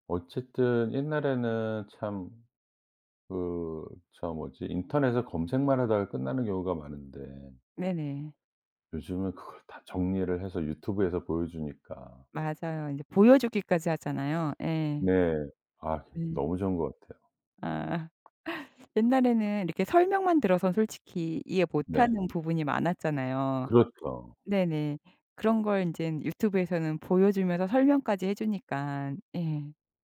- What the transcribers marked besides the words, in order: other background noise; laughing while speaking: "아"
- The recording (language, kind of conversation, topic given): Korean, podcast, 짧은 시간에 핵심만 효과적으로 배우려면 어떻게 하시나요?